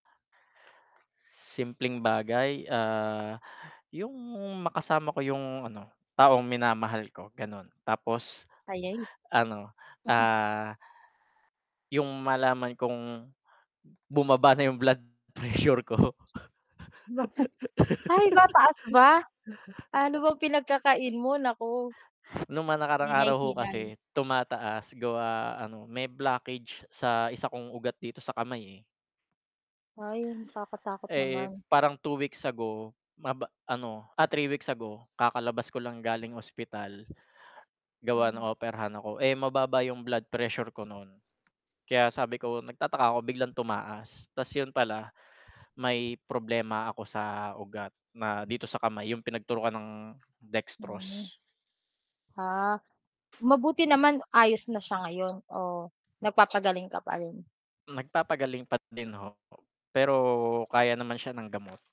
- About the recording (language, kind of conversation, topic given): Filipino, unstructured, Ano ang mga simpleng bagay na nagbibigay sa inyo ng kasiyahan araw-araw?
- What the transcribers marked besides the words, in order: static; laugh; mechanical hum; distorted speech; other background noise